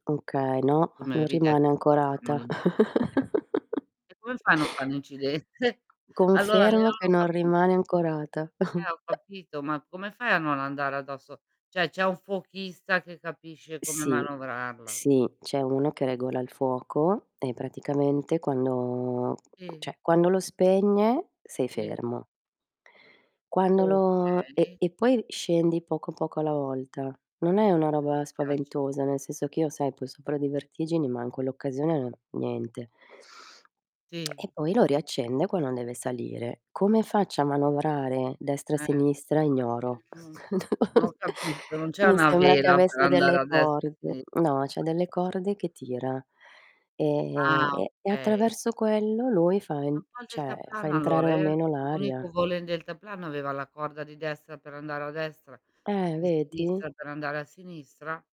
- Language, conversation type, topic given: Italian, unstructured, Qual è il tuo ricordo più bello legato alla natura?
- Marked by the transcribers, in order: static; tapping; distorted speech; chuckle; laughing while speaking: "l'incidente?"; unintelligible speech; chuckle; hiccup; drawn out: "quando"; "cioè" said as "ceh"; "Sì" said as "ì"; unintelligible speech; unintelligible speech; chuckle; unintelligible speech; "cioè" said as "ceh"; other background noise